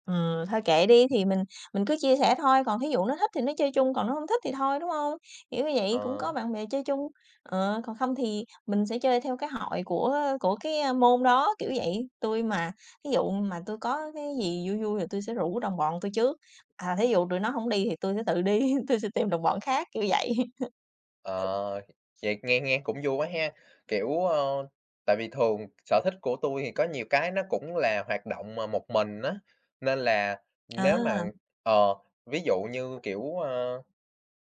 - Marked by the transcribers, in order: other background noise; laughing while speaking: "đi"; chuckle; tapping
- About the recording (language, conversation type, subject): Vietnamese, unstructured, Bạn cảm thấy thế nào khi chia sẻ sở thích của mình với bạn bè?